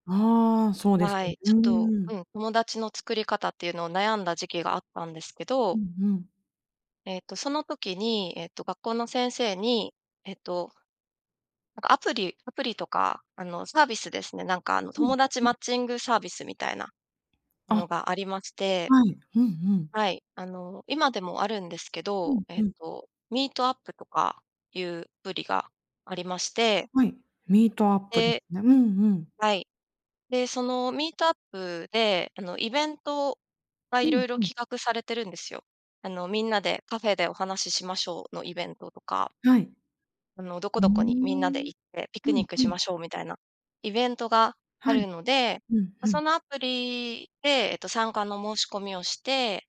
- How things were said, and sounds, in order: none
- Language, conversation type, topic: Japanese, podcast, 新しい街で友達を作るには、どうすればいいですか？